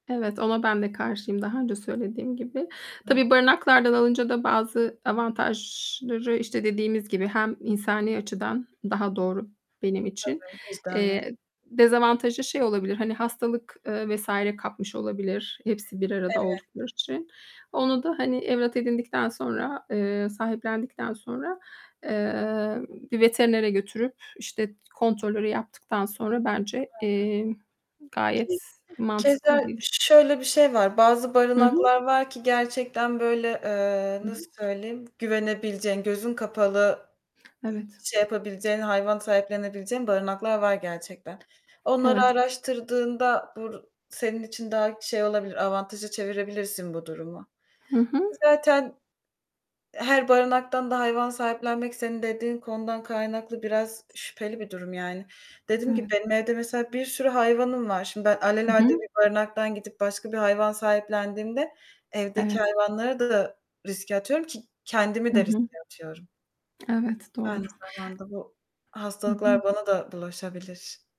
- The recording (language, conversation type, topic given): Turkish, unstructured, Hayvan sahiplenirken nelere dikkat etmek gerekir?
- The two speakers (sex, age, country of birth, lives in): female, 25-29, Turkey, Poland; female, 45-49, Turkey, Spain
- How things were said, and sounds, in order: static; tapping; unintelligible speech; other background noise; distorted speech; "bu" said as "bur"